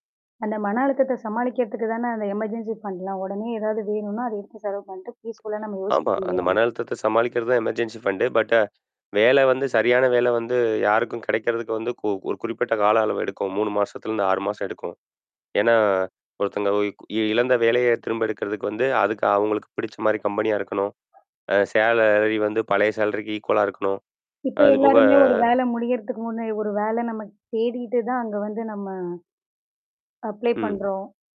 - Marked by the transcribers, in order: in English: "எமர்ஜென்சி ஃபண்ட்லாம்"; in English: "பீஸ்ஃபுல்"; other noise; static; in English: "கம்பெனி"; in English: "சேலரி"; in English: "ஈக்குவலா"; mechanical hum; in English: "அப்ளை"
- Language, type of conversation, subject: Tamil, podcast, வேலை இழப்புக்குப் பிறகு ஏற்படும் மன அழுத்தத்தையும் உணர்ச்சிகளையும் நீங்கள் எப்படி சமாளிப்பீர்கள்?